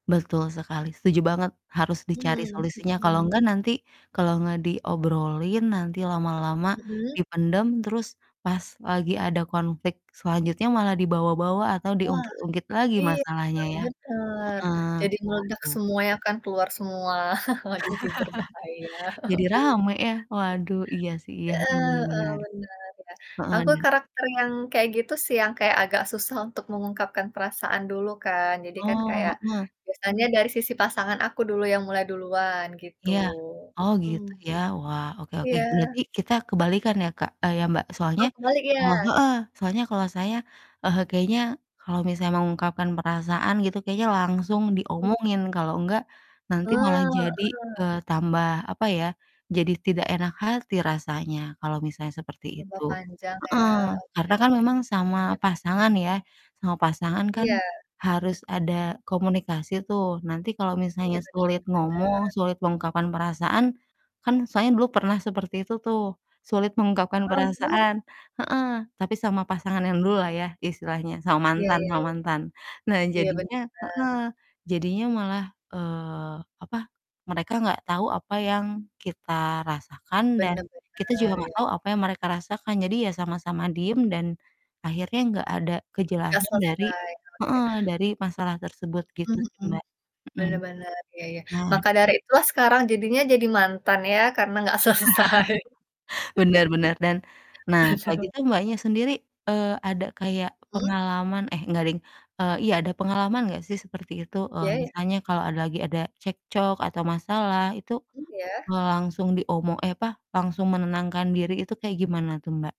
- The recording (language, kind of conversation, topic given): Indonesian, unstructured, Bagaimana cara kamu menghadapi masalah dalam hubungan asmara?
- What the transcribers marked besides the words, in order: static; mechanical hum; distorted speech; chuckle; other background noise; laugh; laughing while speaking: "selesai. Waduh"; laugh